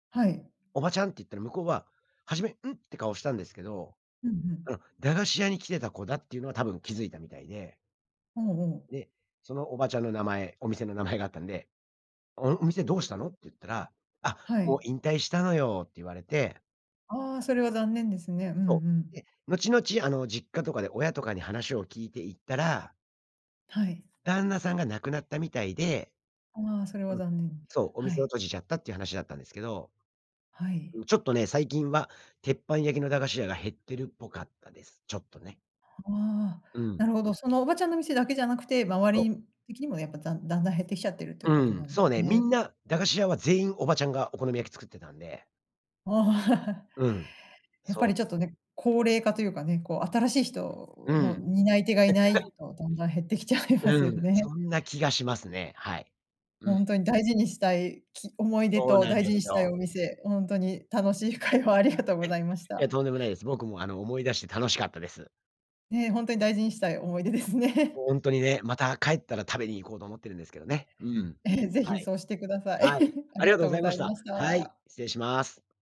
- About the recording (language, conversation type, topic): Japanese, podcast, 子どもの頃の食べ物で、特に印象に残っている思い出はありますか？
- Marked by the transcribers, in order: laugh; laugh; laughing while speaking: "きちゃいますよね"; laughing while speaking: "会話をありがとうございました"; laugh; laughing while speaking: "思い出ですね"; laugh